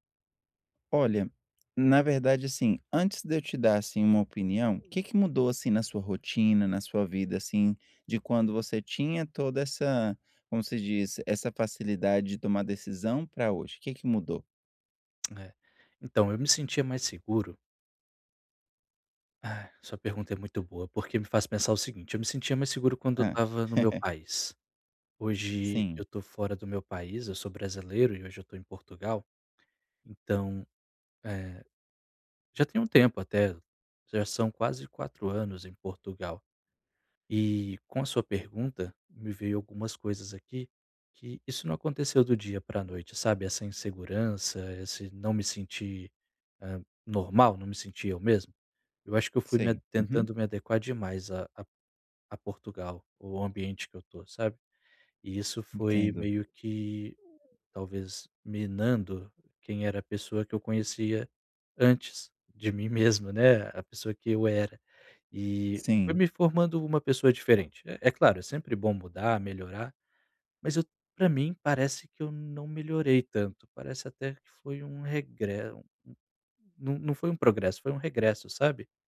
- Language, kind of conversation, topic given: Portuguese, advice, Como posso voltar a sentir-me seguro e recuperar a sensação de normalidade?
- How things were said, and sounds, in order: chuckle; other background noise